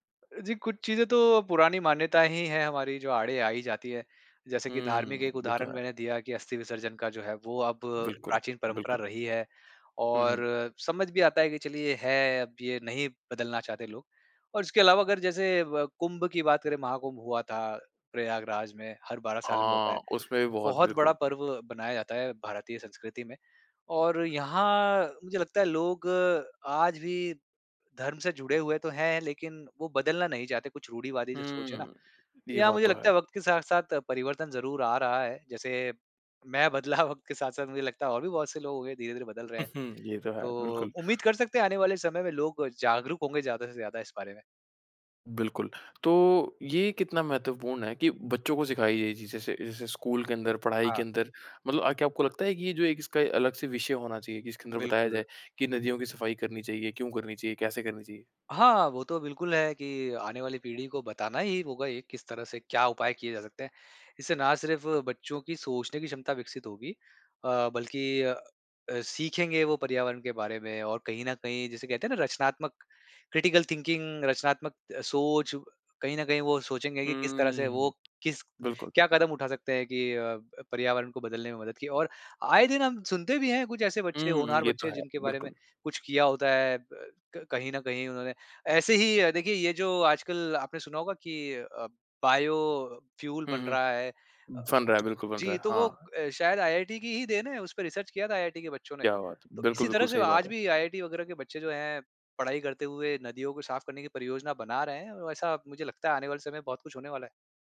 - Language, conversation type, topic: Hindi, podcast, गंगा जैसी नदियों की सफाई के लिए सबसे जरूरी क्या है?
- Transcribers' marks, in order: laughing while speaking: "मैं बदला"; chuckle; other background noise; in English: "क्रिटिकल थिंकिंग"; in English: "बायोफ्यूल"; tapping; in English: "रिसर्च"